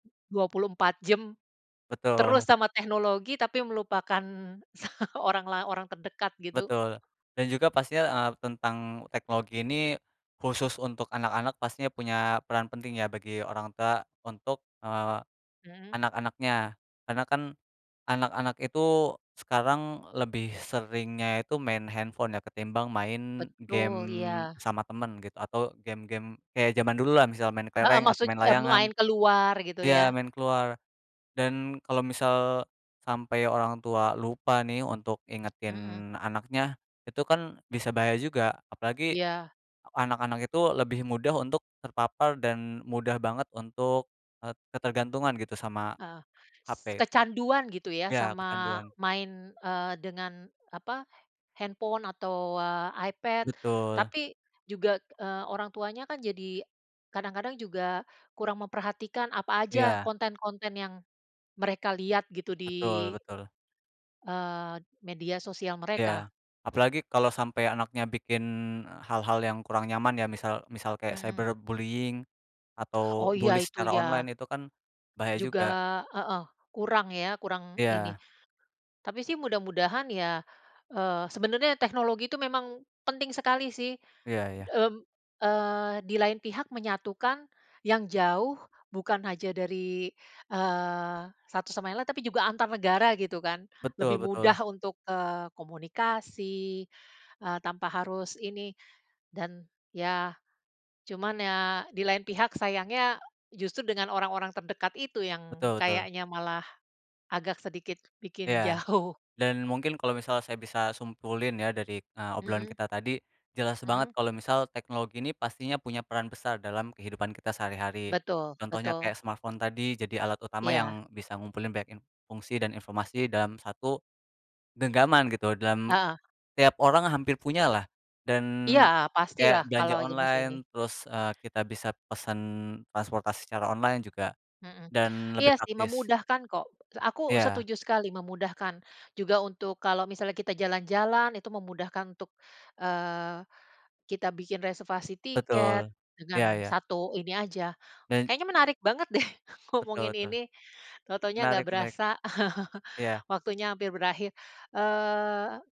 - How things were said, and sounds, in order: laughing while speaking: "sa"; tapping; in English: "handphone"; in English: "handphone"; in English: "cyberbullying"; in English: "bully"; in English: "online"; other background noise; laughing while speaking: "jauh"; "simpulin" said as "sumpulin"; in English: "smartphone"; "jaman" said as "jemes"; in English: "online"; in English: "online"; chuckle; chuckle
- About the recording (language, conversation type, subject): Indonesian, unstructured, Inovasi teknologi apa yang membuat kehidupan sehari-hari menjadi lebih menyenangkan?